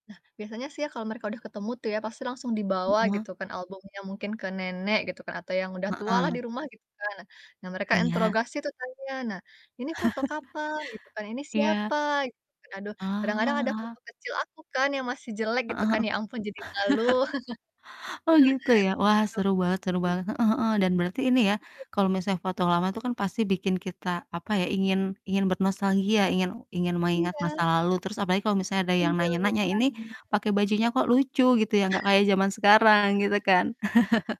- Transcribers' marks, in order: distorted speech; chuckle; chuckle; static; chuckle; chuckle
- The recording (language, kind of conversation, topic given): Indonesian, unstructured, Pernahkah kamu menemukan foto lama yang membuatmu merasa nostalgia?